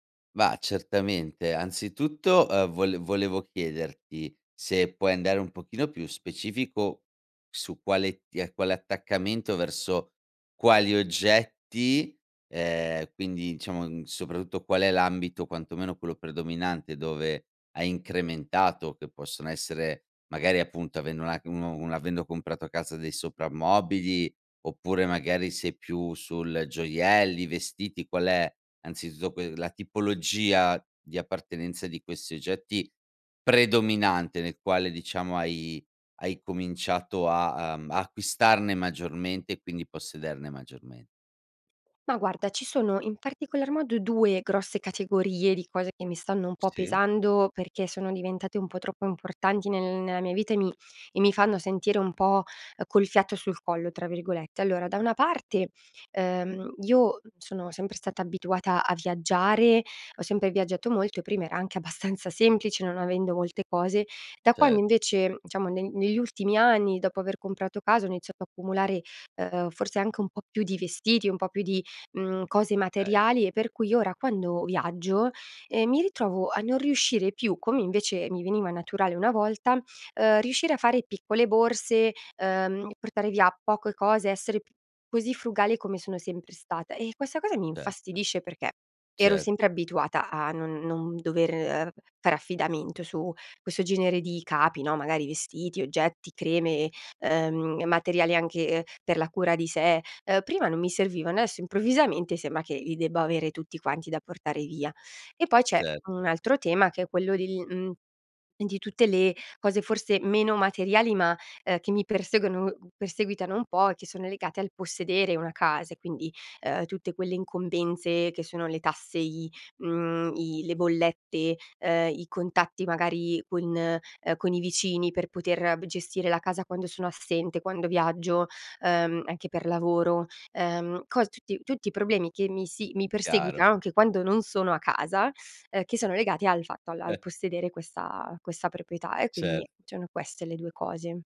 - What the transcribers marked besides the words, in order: laughing while speaking: "abbastanza"
- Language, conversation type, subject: Italian, advice, Come posso iniziare a vivere in modo più minimalista?
- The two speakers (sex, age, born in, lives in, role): female, 30-34, Italy, Italy, user; male, 40-44, Italy, Italy, advisor